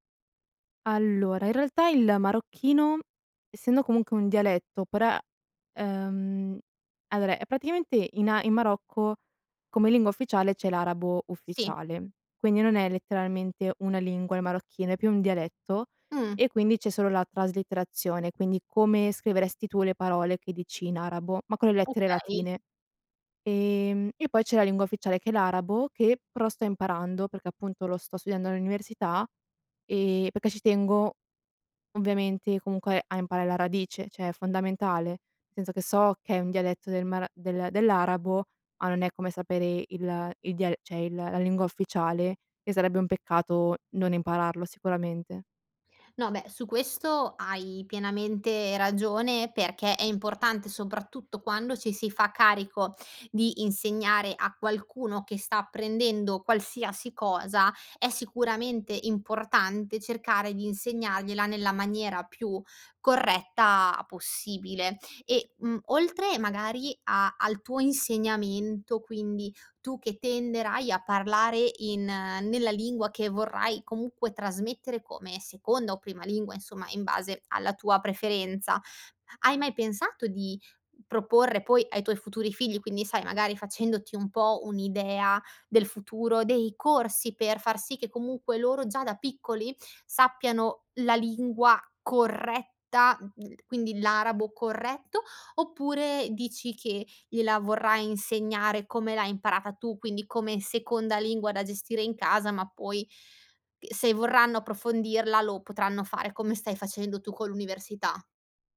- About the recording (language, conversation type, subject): Italian, podcast, Che ruolo ha la lingua in casa tua?
- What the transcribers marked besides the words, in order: "cioè" said as "ceh"; "cioè" said as "ceh"; unintelligible speech; tapping